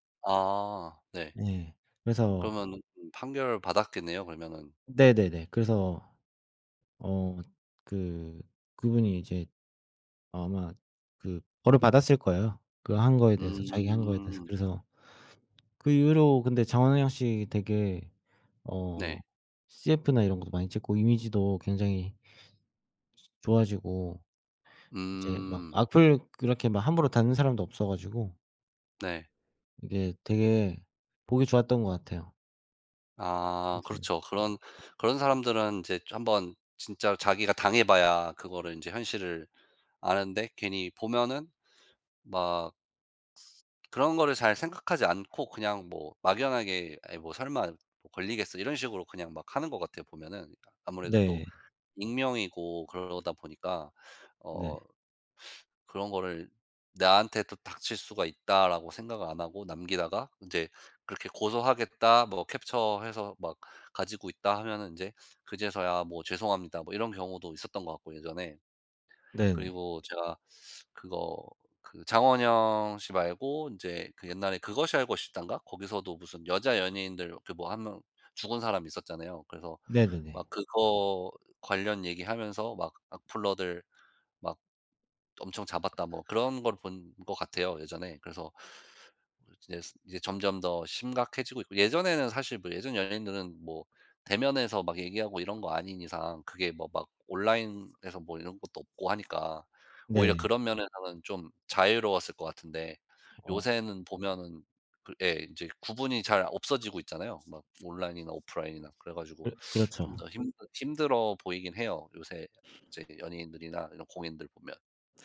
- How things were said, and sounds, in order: other background noise; tapping; unintelligible speech; unintelligible speech
- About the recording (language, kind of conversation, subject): Korean, unstructured, 사이버 괴롭힘에 어떻게 대처하는 것이 좋을까요?